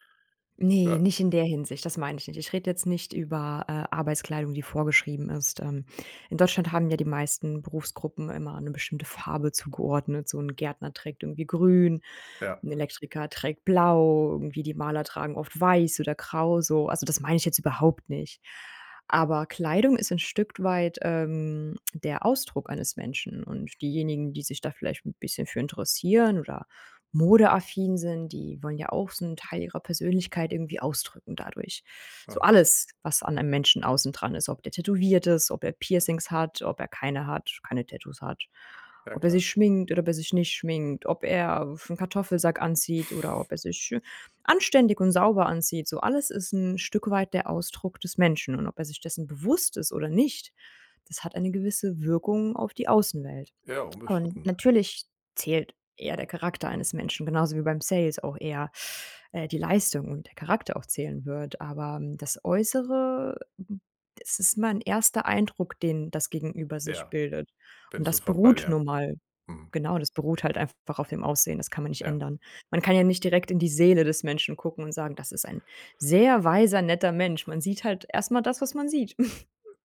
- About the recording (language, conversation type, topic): German, advice, Warum muss ich im Job eine Rolle spielen, statt authentisch zu sein?
- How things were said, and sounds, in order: tsk; other background noise; snort